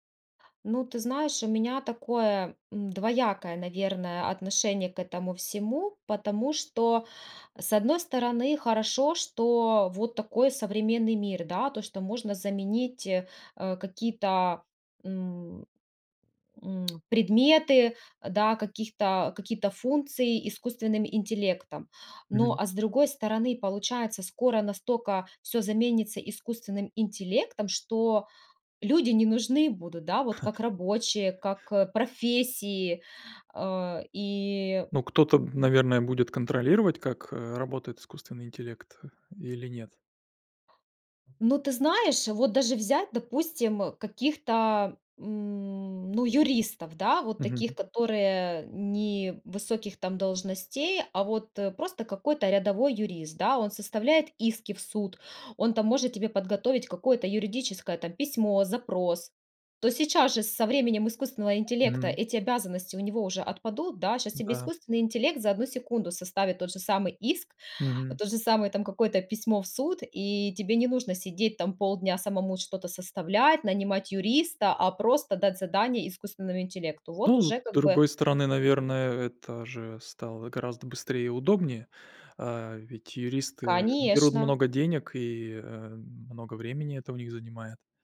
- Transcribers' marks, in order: chuckle; other background noise; tapping
- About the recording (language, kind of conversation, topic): Russian, podcast, Как вы относитесь к использованию ИИ в быту?